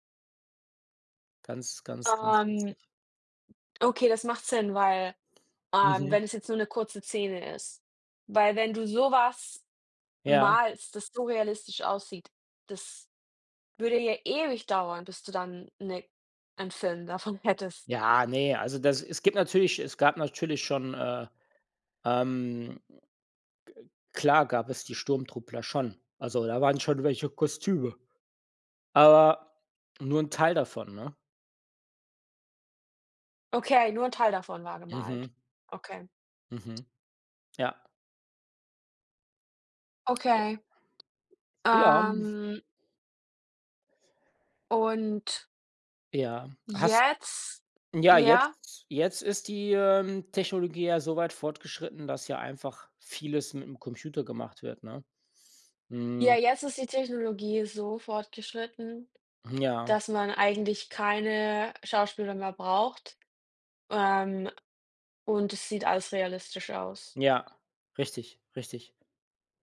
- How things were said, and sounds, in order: laughing while speaking: "davon hättest"
- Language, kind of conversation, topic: German, unstructured, Wie hat sich die Darstellung von Technologie in Filmen im Laufe der Jahre entwickelt?